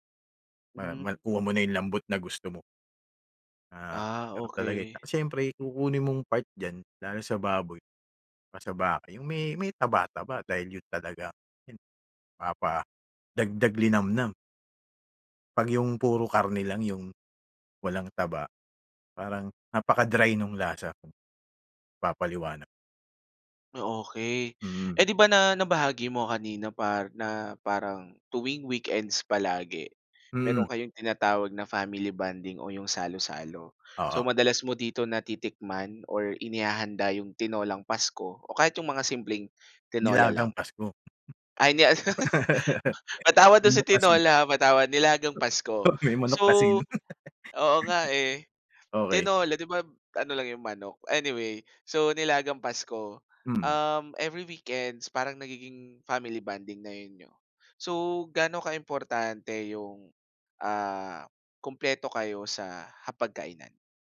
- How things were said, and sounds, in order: tapping; other background noise; laugh; laughing while speaking: "ano"; laughing while speaking: "Oo, may manok kasi, 'no"; laugh
- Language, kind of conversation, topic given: Filipino, podcast, Anong tradisyonal na pagkain ang may pinakamatingkad na alaala para sa iyo?
- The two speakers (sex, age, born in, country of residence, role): male, 25-29, Philippines, Philippines, host; male, 45-49, Philippines, Philippines, guest